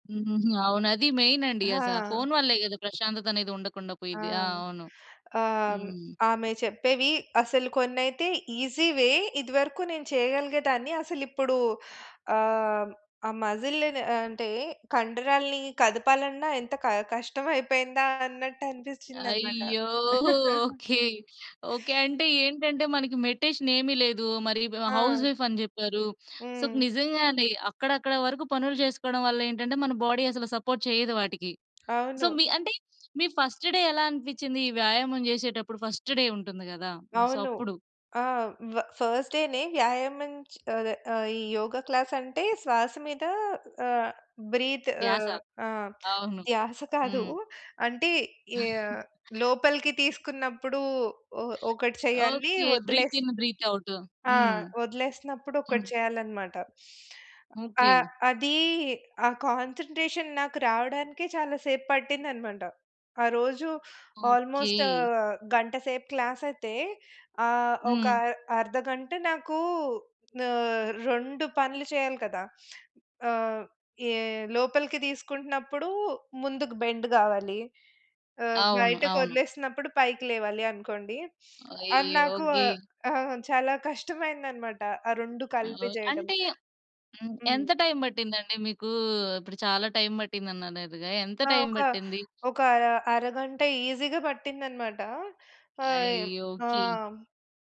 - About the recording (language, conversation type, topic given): Telugu, podcast, మీ రోజువారీ దినచర్యలో ధ్యానం లేదా శ్వాసాభ్యాసం ఎప్పుడు, ఎలా చోటు చేసుకుంటాయి?
- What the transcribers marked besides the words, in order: tapping; in English: "మెయిన్"; in English: "మజిల్"; drawn out: "అయ్యో!"; chuckle; in English: "మెడిటేషన్"; in English: "హౌస్ వైఫ్"; in English: "సో"; in English: "బాడీ"; in English: "సో"; in English: "ఫస్ట్ డే"; in English: "ఫస్ట్ డే"; in English: "సో"; in English: "ఫస్ట్ డేనే"; in English: "బ్రీత్"; chuckle; in English: "బ్రీతిన్"; in English: "కాన్సంట్రేషన్"; in English: "ఆల్‌మోస్ట్"; in English: "బెండ్"; in English: "ఈజీగా"